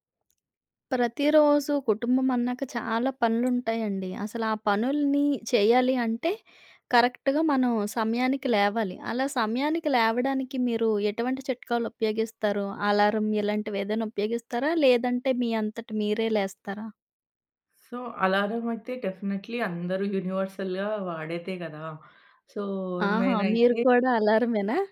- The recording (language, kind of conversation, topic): Telugu, podcast, సమయానికి లేవడానికి మీరు పాటించే చిట్కాలు ఏమిటి?
- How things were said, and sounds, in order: tapping; in English: "కరెక్ట్‌గా"; in English: "సో"; in English: "డెఫినైట్‌లి"; in English: "యూనివర్సల్‌గా"; in English: "సో"